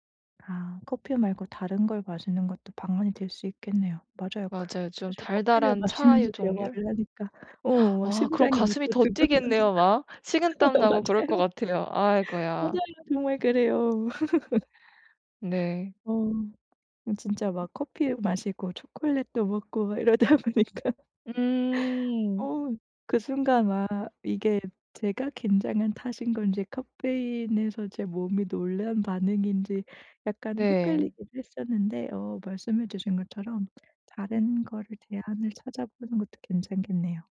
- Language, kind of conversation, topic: Korean, advice, 사교 모임에서 긴장을 줄이고 더 편안하고 자연스럽게 행동하려면 어떻게 해야 하나요?
- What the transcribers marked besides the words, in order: other background noise; tapping; gasp; laughing while speaking: "마시면서"; laughing while speaking: "두근거리고 어 맞아요. 맞아요. 정말 그래요"; laugh; laughing while speaking: "이러다 보니까"